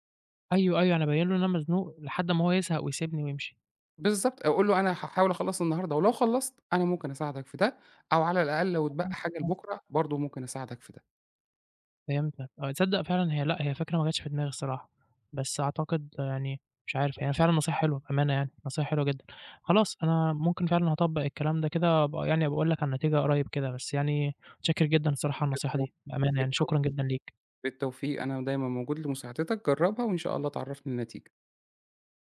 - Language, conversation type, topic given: Arabic, advice, إزاي أقدر أقول لا لزمايلي من غير ما أحس بالذنب؟
- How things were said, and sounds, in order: tapping